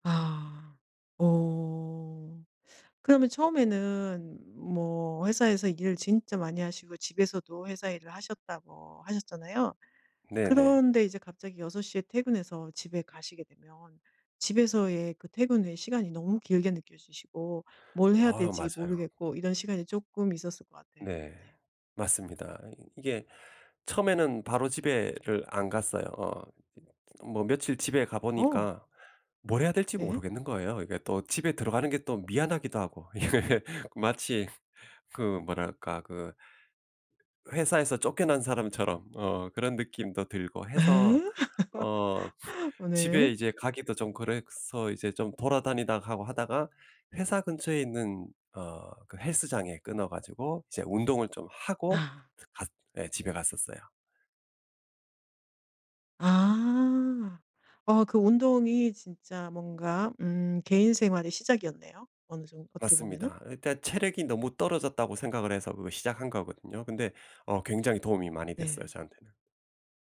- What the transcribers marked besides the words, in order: laughing while speaking: "이게"; laugh
- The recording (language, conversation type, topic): Korean, podcast, 일과 개인 생활의 균형을 어떻게 관리하시나요?